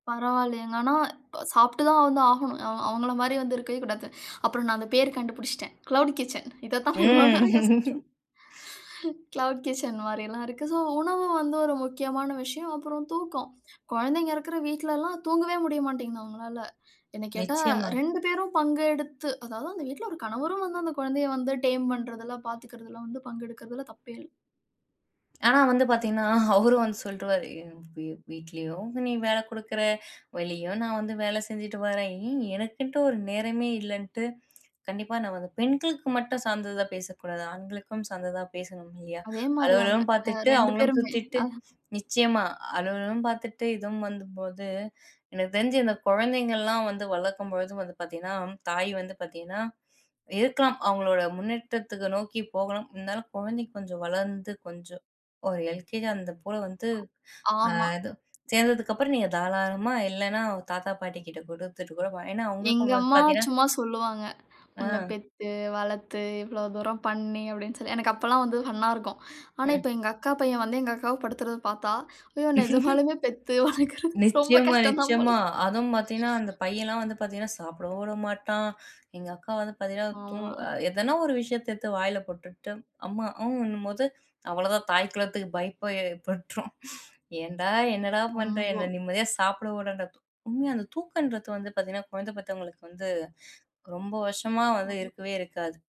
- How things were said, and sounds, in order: other noise; in English: "க்ளவுட் கிட்சன்"; laughing while speaking: "இத தான் நான் இவ்ளோ நேரம் யோசிட்ருந்தேன்"; chuckle; in English: "க்ளவுட் கிட்சன்"; in English: "டேம்"; other background noise; tongue click; laugh; laughing while speaking: "ஐயோ! நெஜமாலுமே பெத்து, வளர்க்கிறது ரொம்ப கஷ்டம் தான் போல"; chuckle
- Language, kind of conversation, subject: Tamil, podcast, சோர்வு அடிக்கும்போது உடனே ஆற்றலை மீட்டெடுக்க என்னென்ன எளிய வழிகள் இருக்கின்றன?